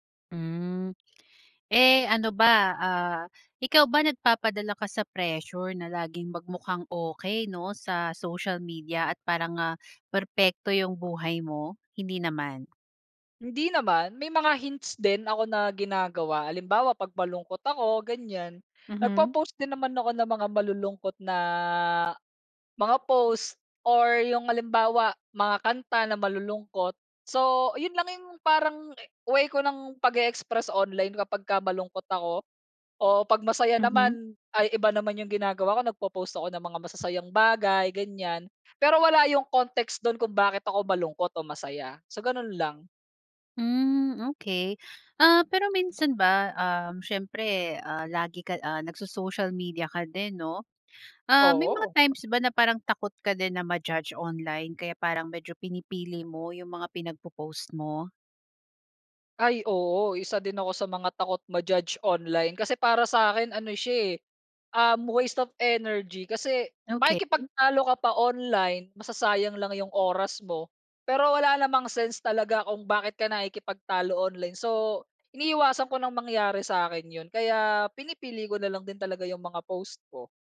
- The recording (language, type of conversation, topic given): Filipino, podcast, Paano nakaaapekto ang midyang panlipunan sa paraan ng pagpapakita mo ng sarili?
- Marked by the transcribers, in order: wind; in English: "waste of energy"